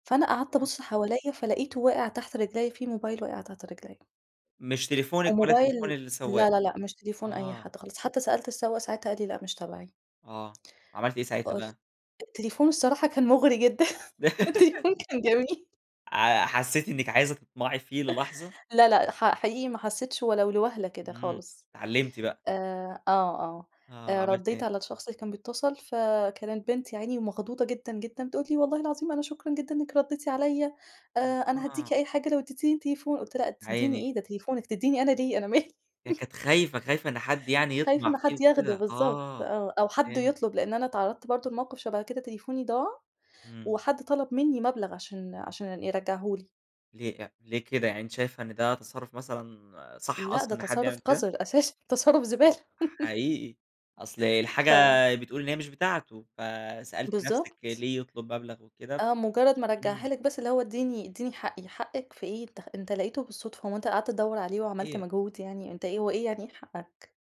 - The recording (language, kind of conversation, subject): Arabic, podcast, إيه أول درس اتعلمته في بيت أهلك؟
- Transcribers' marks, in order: tapping; laughing while speaking: "مغري جدًا، التليفون كان جميل"; laugh; laughing while speaking: "أنا مالي"; laughing while speaking: "قذر أساسًا تصرف زبالة"